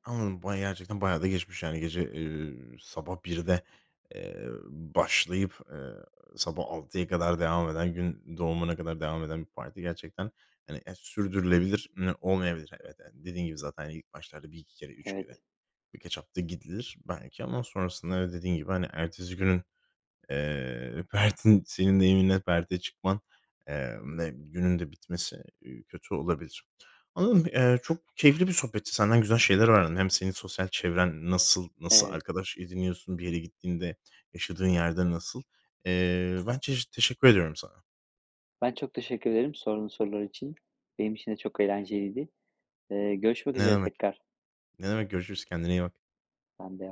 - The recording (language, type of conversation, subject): Turkish, podcast, Yabancı bir şehirde yeni bir çevre nasıl kurulur?
- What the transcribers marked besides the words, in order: laughing while speaking: "pertin"; other background noise; tapping